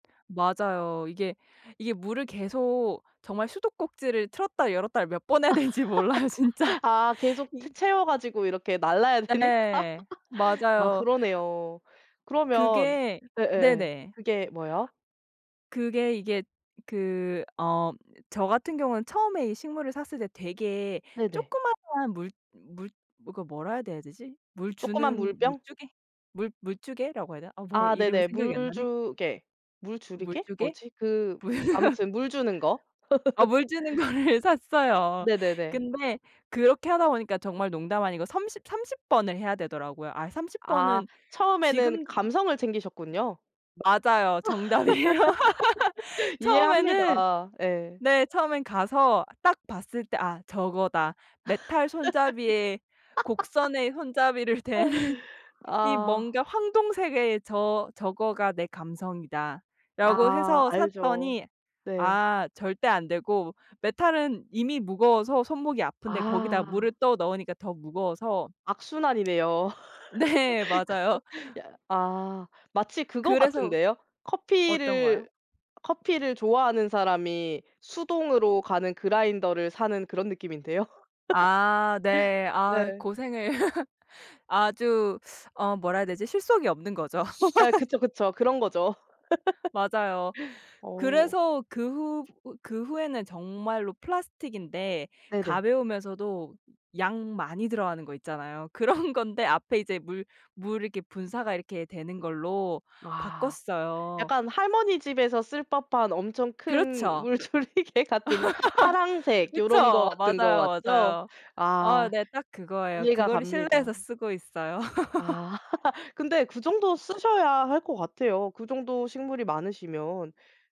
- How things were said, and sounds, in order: laugh; laughing while speaking: "되는지 몰라요 진짜"; laughing while speaking: "되니까"; laugh; laughing while speaking: "뭐야"; laugh; laughing while speaking: "거를 샀어요"; other background noise; laugh; laughing while speaking: "정답이에요"; laugh; laugh; laughing while speaking: "댄"; laugh; laughing while speaking: "그 야"; laugh; laugh; laugh; laughing while speaking: "그런 건데"; laugh; laughing while speaking: "물조리개 같은"; laugh
- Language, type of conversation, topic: Korean, podcast, 작은 정원이나 화분 하나로 삶을 단순하게 만들 수 있을까요?